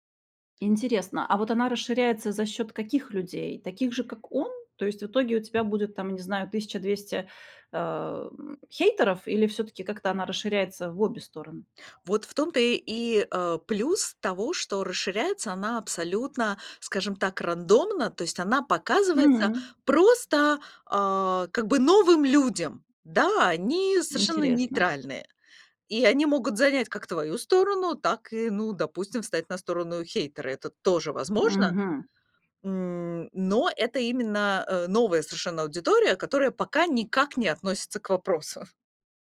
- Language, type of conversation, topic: Russian, podcast, Как вы реагируете на критику в социальных сетях?
- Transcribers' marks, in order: other background noise